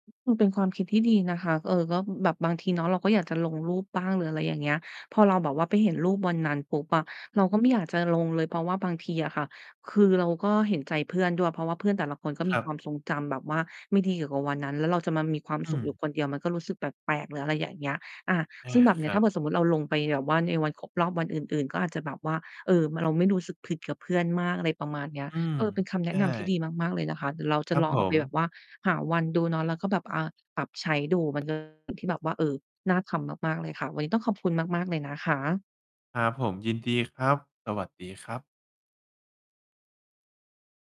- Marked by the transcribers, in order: distorted speech
- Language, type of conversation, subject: Thai, advice, วันครบรอบหรือเหตุการณ์สำคัญแบบไหนที่มักกระตุ้นให้คุณรู้สึกเศร้าและทรมาน และส่งผลกับคุณอย่างไร?